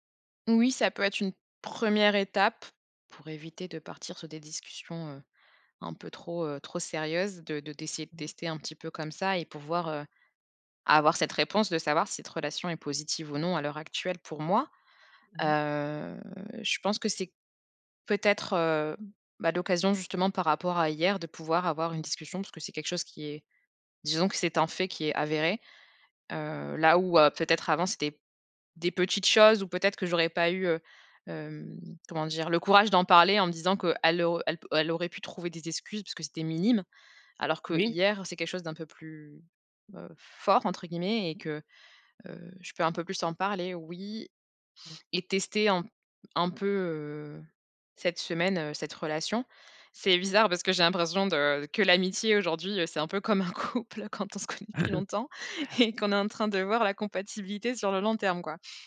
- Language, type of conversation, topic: French, advice, Comment te sens-tu quand un ami ne te contacte que pour en retirer des avantages ?
- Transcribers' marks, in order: drawn out: "Heu"; unintelligible speech; laughing while speaking: "couple quand on se connaît depuis longtemps"; throat clearing